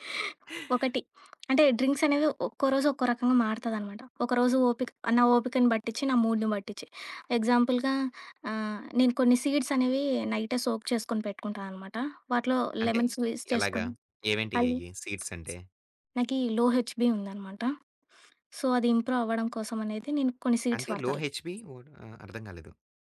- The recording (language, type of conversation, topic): Telugu, podcast, ఉదయం లేవగానే మీరు చేసే పనులు ఏమిటి, మీ చిన్న అలవాట్లు ఏవి?
- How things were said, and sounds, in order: other background noise; in English: "డ్రింక్స్"; in English: "మూడ్‌ని"; in English: "ఎగ్జాంపుల్‌గా"; in English: "సోక్"; in English: "లెమన్ స్క్వీజ్"; in English: "సీడ్స్"; in English: "లో హెచ్‌బి"; sniff; in English: "సో"; in English: "ఇంప్రూవ్"; in English: "సీడ్స్"; in English: "లో హెచ్‌బి"